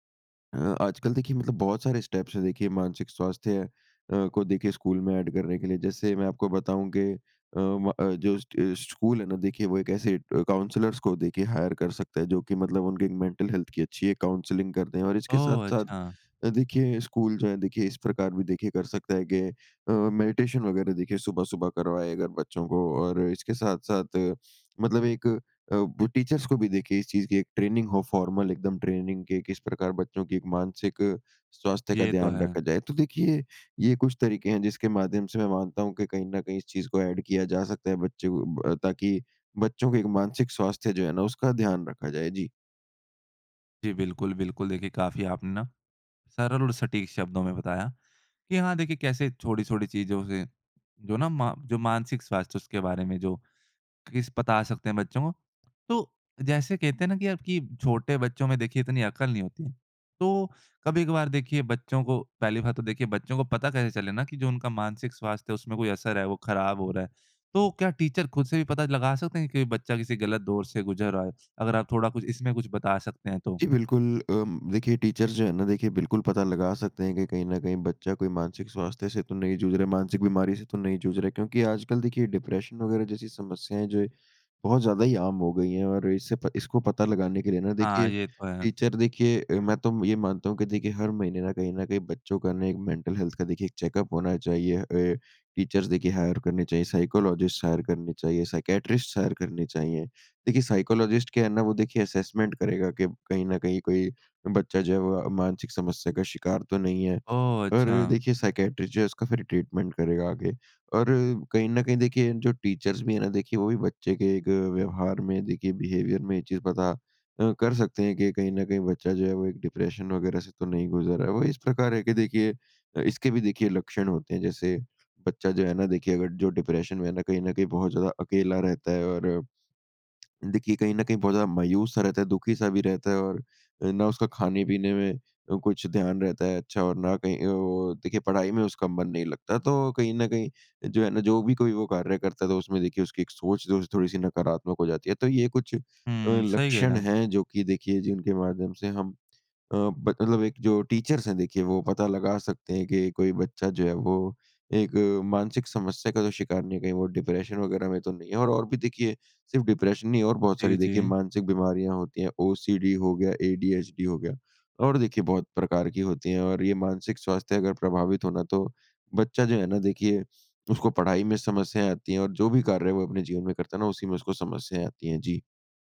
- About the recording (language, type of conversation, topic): Hindi, podcast, मानसिक स्वास्थ्य को स्कूल में किस तरह शामिल करें?
- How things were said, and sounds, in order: in English: "स्टेप्स"; in English: "एड"; in English: "काउंसलर्स"; in English: "हायर"; in English: "मेंटल हेल्थ"; in English: "काउंसलिंग"; in English: "मेडिटेशन"; in English: "टीचर्स"; in English: "ट्रेनिंग"; in English: "फॉर्मल"; in English: "ट्रेनिंग"; in English: "एड"; in English: "टीचर"; in English: "टीचर्स"; in English: "डिप्रेशन"; in English: "टीचर"; in English: "मेंटल हेल्थ"; in English: "चेकअप"; in English: "टीचर्स"; in English: "हायर"; in English: "साइकोलॉजिस्ट हायर"; in English: "साइकियाट्रिस्ट हायर"; in English: "साइकोलॉजिस्ट"; in English: "असेसमेंट"; in English: "साइकियाट्रिस्ट"; in English: "ट्रीटमेंट"; in English: "टीचर्स"; in English: "बिहेवियर"; in English: "डिप्रेशन"; in English: "डिप्रेशन"; tongue click; in English: "टीचर्स"; in English: "डिप्रेशन"; in English: "डिप्रेशन"; in English: "ओसीडी"; in English: "एडीएचडी"